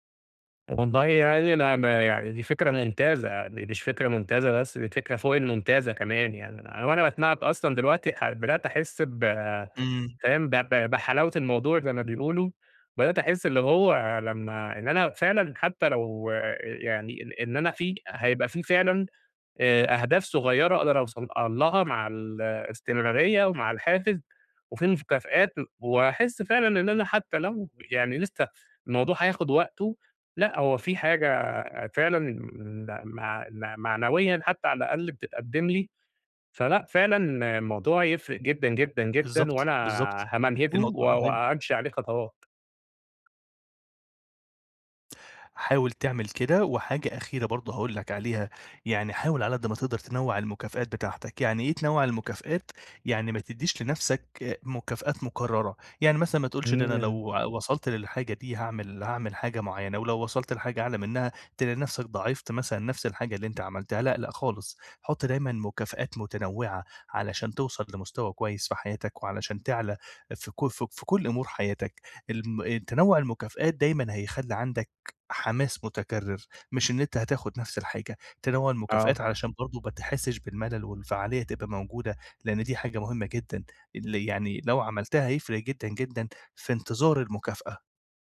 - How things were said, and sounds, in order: other background noise
- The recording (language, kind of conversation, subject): Arabic, advice, إزاي أختار مكافآت بسيطة وفعّالة تخلّيني أكمّل على عاداتي اليومية الجديدة؟